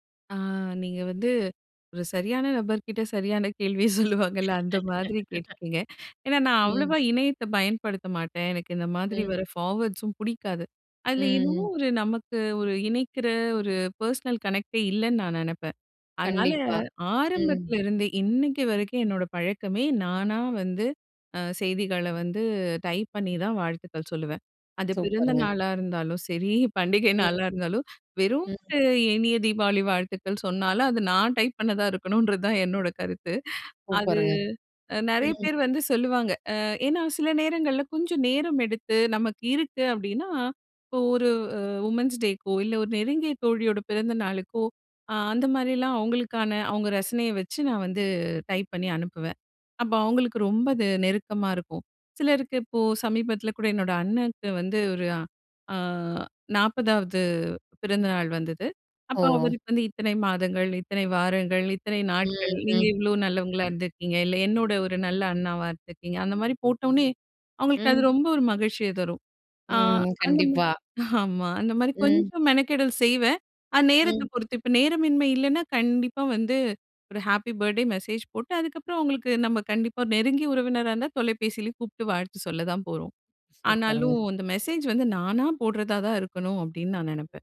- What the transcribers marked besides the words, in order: laughing while speaking: "சொல்லுவாங்கல்ல"; laugh; in English: "பார்வேர்ட்ஸ்ஸும்"; in English: "பெர்சனல் கனெக்ட்டே"; laughing while speaking: "பண்டிகை நாளா இருந்தாலும்"; unintelligible speech; drawn out: "அது"; in English: "வுமன்ஸ் டேக்கோ"; laugh; laughing while speaking: "ஆமா"; other background noise
- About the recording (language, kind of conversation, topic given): Tamil, podcast, நீங்கள் செய்தி வந்தவுடன் உடனே பதிலளிப்பீர்களா?
- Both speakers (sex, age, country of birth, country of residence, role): female, 35-39, India, India, guest; female, 35-39, India, India, host